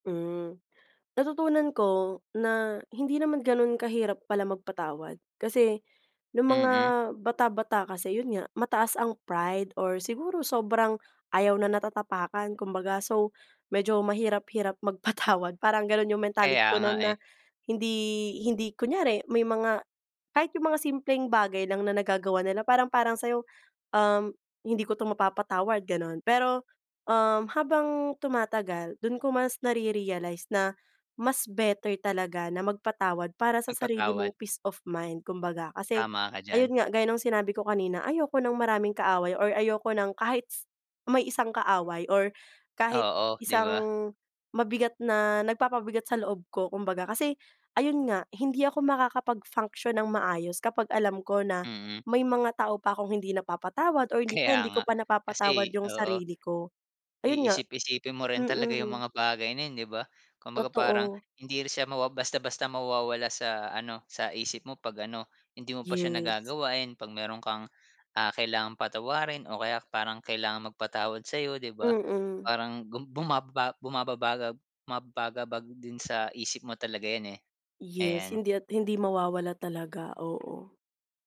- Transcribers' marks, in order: laughing while speaking: "Kaya nga"
- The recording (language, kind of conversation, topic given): Filipino, podcast, Ano ang natutuhan mo tungkol sa pagpapatawad?